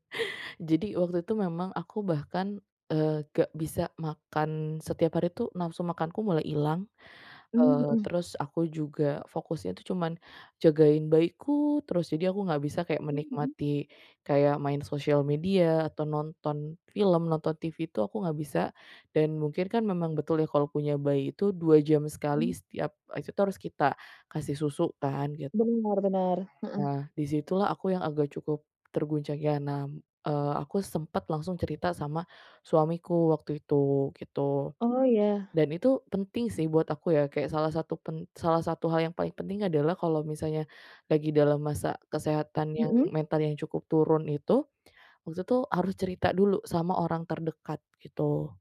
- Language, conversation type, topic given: Indonesian, podcast, Bagaimana cara kamu menjaga kesehatan mental saat sedang dalam masa pemulihan?
- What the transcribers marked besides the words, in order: "nah" said as "nam"